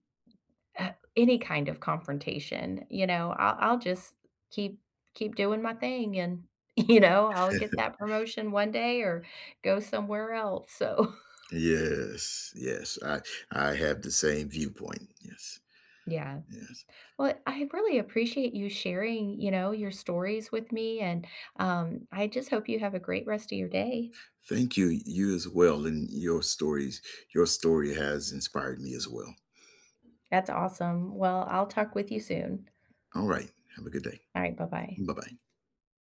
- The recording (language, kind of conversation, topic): English, unstructured, Have you ever felt overlooked for a promotion?
- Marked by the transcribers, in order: laughing while speaking: "you know"; chuckle; laughing while speaking: "so"; tapping